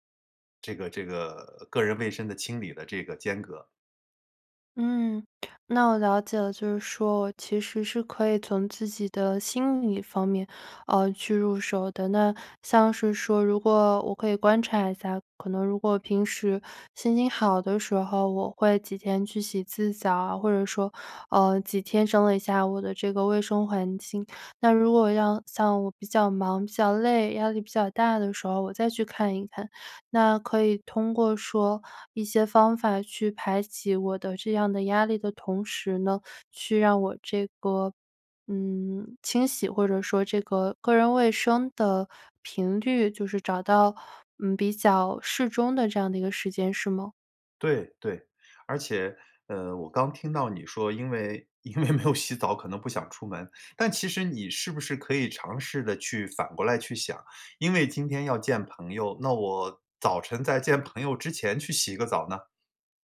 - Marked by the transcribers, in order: laughing while speaking: "因为"
- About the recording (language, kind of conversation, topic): Chinese, advice, 你会因为太累而忽视个人卫生吗？